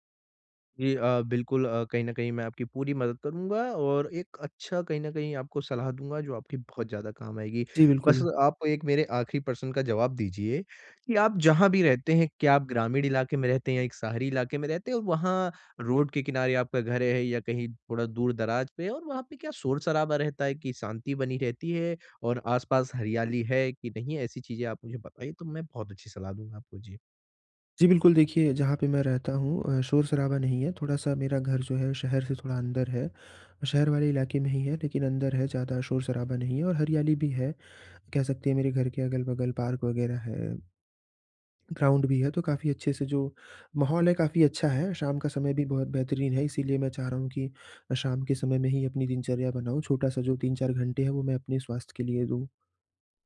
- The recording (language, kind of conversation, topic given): Hindi, advice, मैं शाम को शांत और आरामदायक दिनचर्या कैसे बना सकता/सकती हूँ?
- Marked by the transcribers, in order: tapping; in English: "रोड"; in English: "पार्क"; in English: "ग्राउंड"